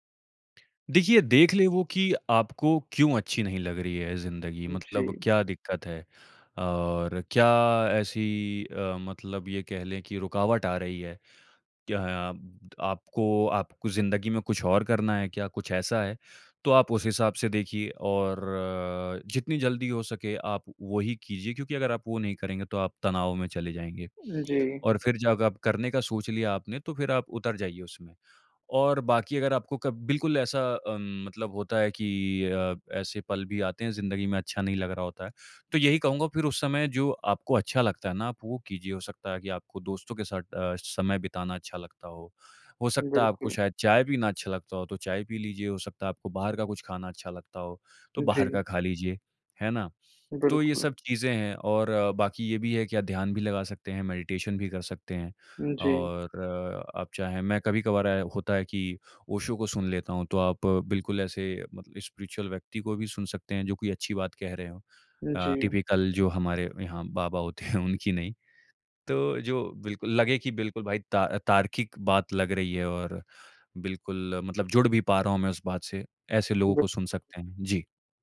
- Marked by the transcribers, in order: lip smack; drawn out: "और"; in English: "मेडिटेशन"; in English: "स्पिरिचुअल"; in English: "टिपिकल"; chuckle
- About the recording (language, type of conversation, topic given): Hindi, podcast, क्या आप कोई ऐसा पल साझा करेंगे जब आपने खामोशी में कोई बड़ा फैसला लिया हो?
- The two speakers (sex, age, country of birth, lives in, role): male, 25-29, India, India, guest; male, 55-59, United States, India, host